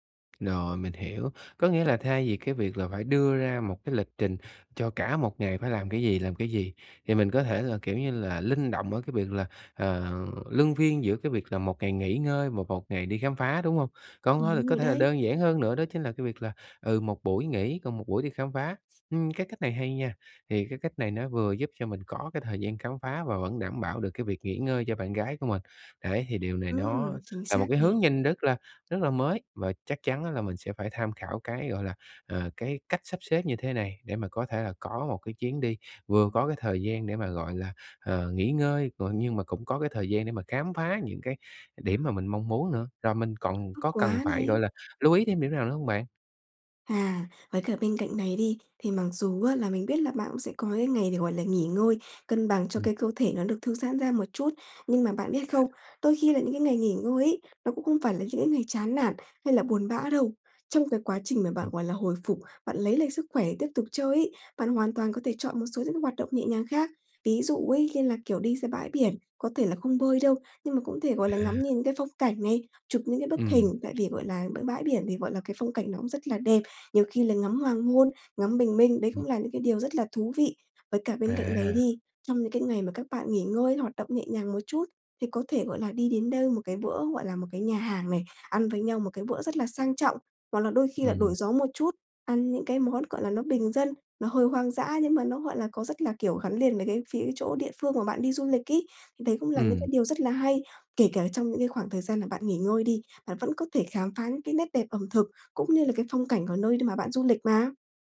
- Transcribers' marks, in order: other background noise; tapping
- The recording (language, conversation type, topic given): Vietnamese, advice, Làm sao để cân bằng giữa nghỉ ngơi và khám phá khi đi du lịch?